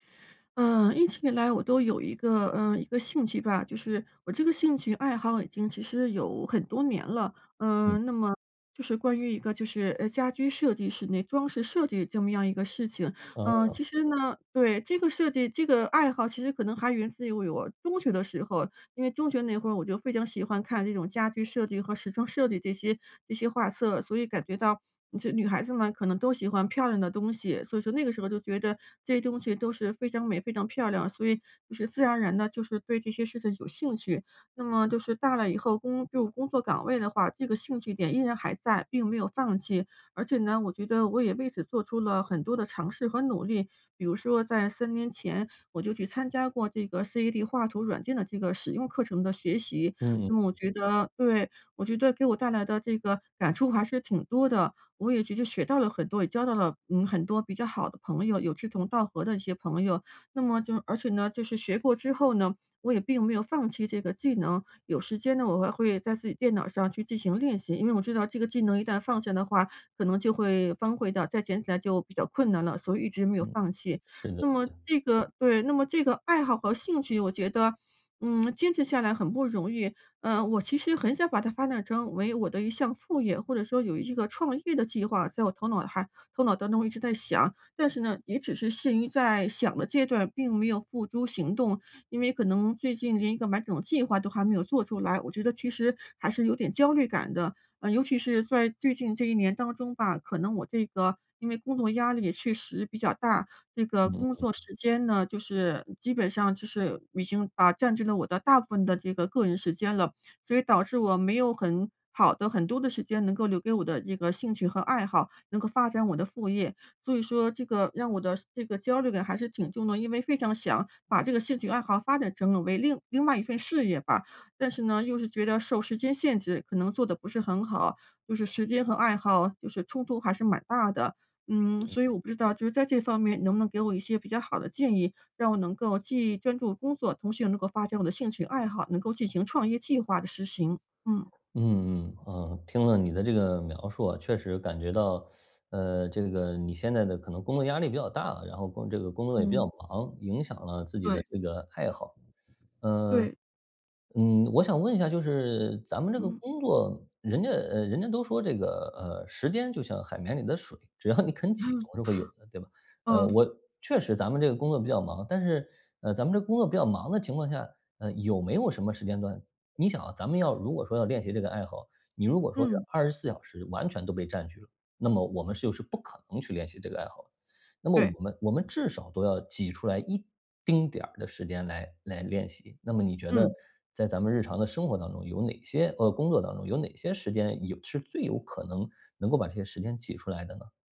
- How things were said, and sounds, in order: "荒废" said as "方会"; other background noise; teeth sucking; laughing while speaking: "要"; laugh; tapping
- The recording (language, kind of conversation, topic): Chinese, advice, 如何在时间不够的情况下坚持自己的爱好？